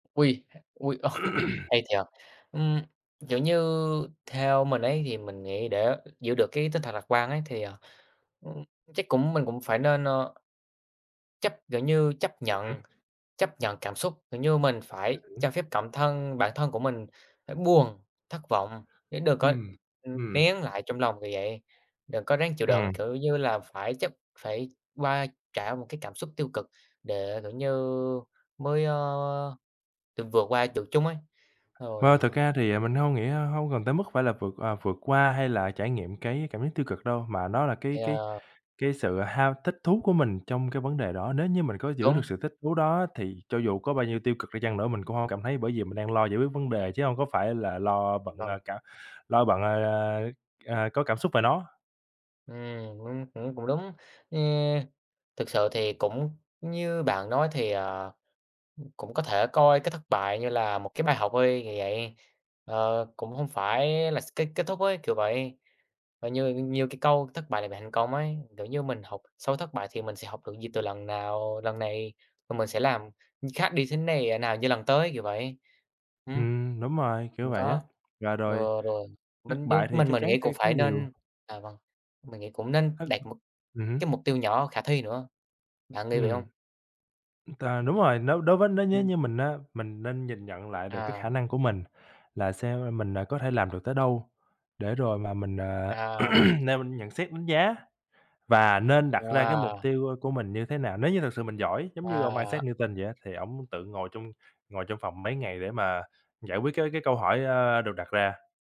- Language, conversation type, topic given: Vietnamese, unstructured, Bạn đã học được bài học quan trọng nào từ những lần thất bại?
- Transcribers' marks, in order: other background noise; chuckle; throat clearing; tapping; "nếu" said as "nhếu"; throat clearing